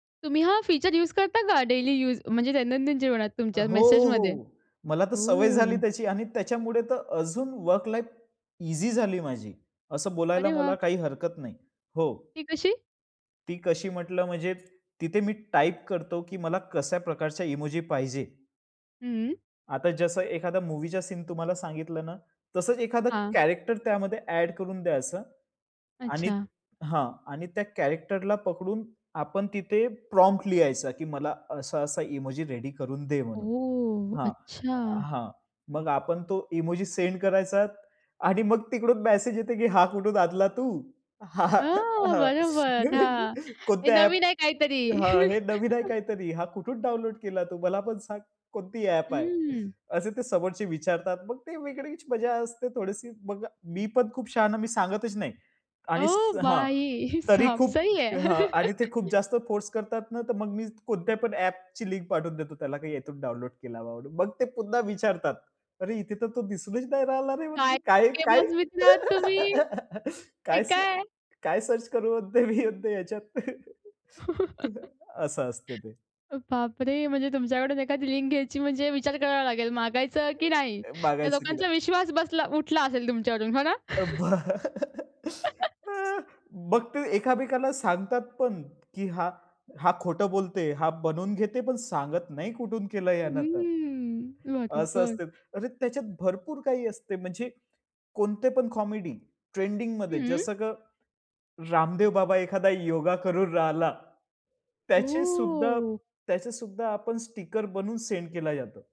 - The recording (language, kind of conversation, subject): Marathi, podcast, मेसेजमध्ये इमोजी कधी आणि कसे वापरता?
- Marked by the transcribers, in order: anticipating: "तुम्ही हा फीचर यूज करता … जीवनात तुमच्या मेसेजमध्ये?"; in English: "फीचर यूज"; in English: "डेली यूज"; in English: "वर्क लाईफ ईझी"; other background noise; in English: "इमोजी"; in English: "मूव्हीचा सीन"; in English: "कॅरेक्टर"; in English: "कॅरेक्टरला"; in English: "प्रॉम्प्ट"; in English: "इमोजी रेडी"; in English: "इमोजी सेंड"; laughing while speaking: "मग तिकडून मेसेज येतो, की … कोणती ॲप आहे?"; joyful: "अ, बरोबर . हां"; anticipating: "हे नवीन आहे काहीतरी"; chuckle; joyful: "ओह! भाई साब! सही है"; in Hindi: "ओह! भाई साब! सही है"; laughing while speaking: "ओह! भाई साब! सही है"; in English: "फोर्स"; chuckle; laughing while speaking: "काय मित्र आहात तुम्ही? हे काय?"; unintelligible speech; laughing while speaking: "दिसूनच नाही राहिला रे, मग काय-काय?"; laugh; in English: "सर्च"; chuckle; laugh; chuckle; laughing while speaking: "करून राहिला"; in English: "सेंड"